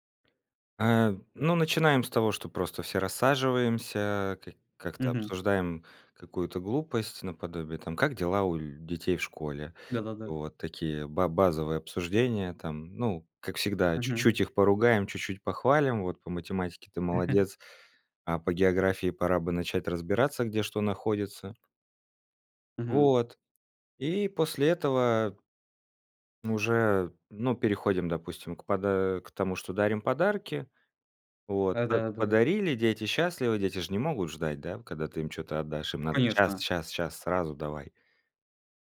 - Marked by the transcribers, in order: tapping; chuckle
- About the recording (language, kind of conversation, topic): Russian, podcast, Как обычно проходят разговоры за большим семейным столом у вас?